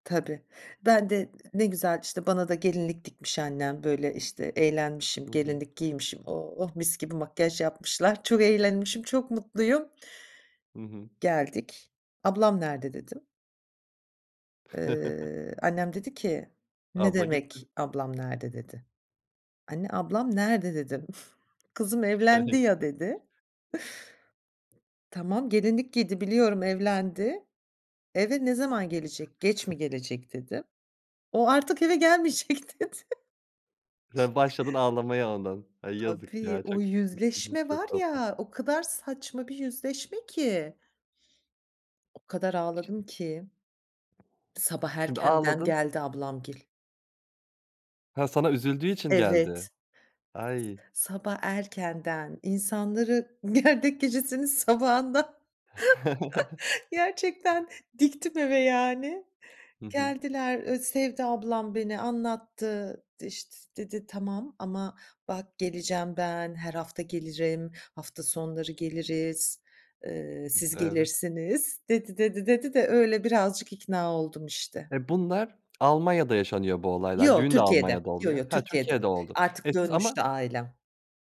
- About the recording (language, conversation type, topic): Turkish, podcast, Çocukluğunuzda aileniz içinde sizi en çok etkileyen an hangisiydi?
- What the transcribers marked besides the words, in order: chuckle; chuckle; unintelligible speech; chuckle; laughing while speaking: "gelmeyecek. dedi"; sniff; other noise; tapping; other background noise; laughing while speaking: "gerdek gecesinin sabahından"; chuckle; lip smack